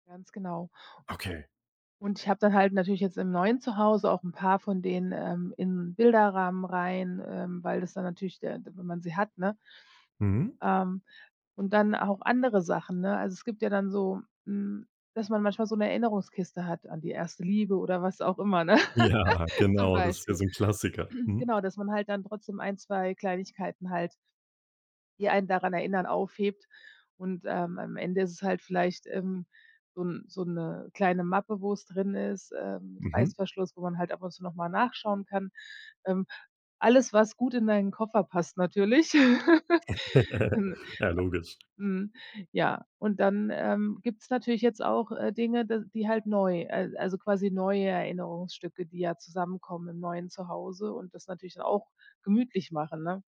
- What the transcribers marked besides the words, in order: stressed: "andere"; laughing while speaking: "Ja"; laugh; laughing while speaking: "Klassiker"; other background noise; laugh
- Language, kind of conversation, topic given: German, podcast, Welche Rolle spielen Erinnerungsstücke in deinem Zuhause?